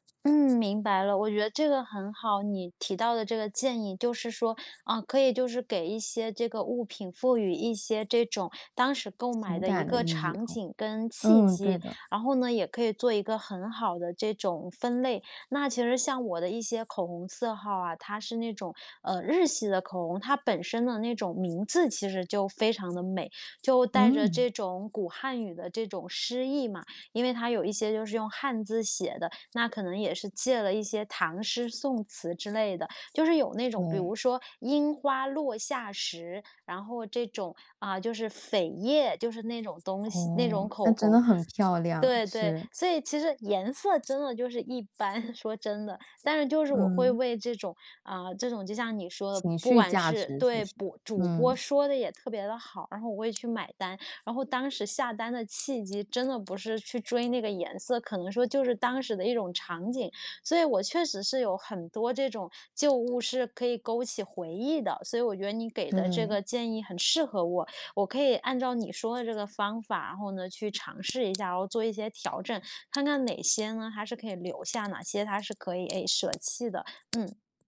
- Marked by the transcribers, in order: other background noise; "主" said as "补"
- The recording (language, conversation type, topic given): Chinese, advice, 我怎样才能对现有的物品感到满足？